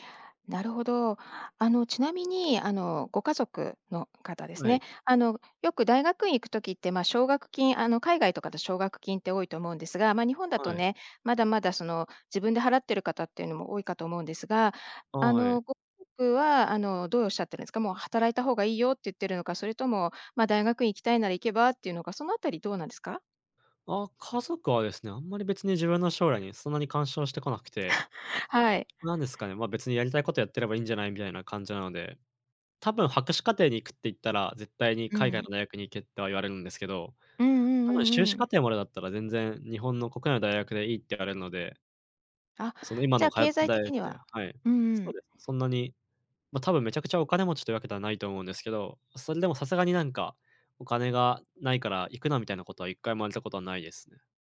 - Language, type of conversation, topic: Japanese, advice, キャリアの方向性に迷っていますが、次に何をすればよいですか？
- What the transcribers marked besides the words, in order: chuckle